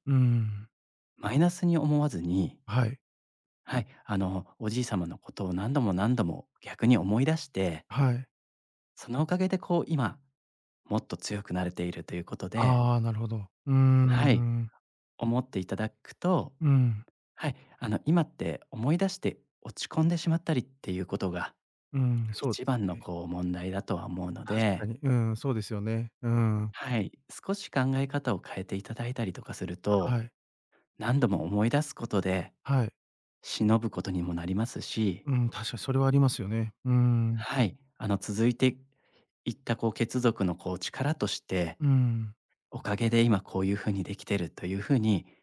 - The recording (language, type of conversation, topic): Japanese, advice, 過去の出来事を何度も思い出して落ち込んでしまうのは、どうしたらよいですか？
- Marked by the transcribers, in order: tapping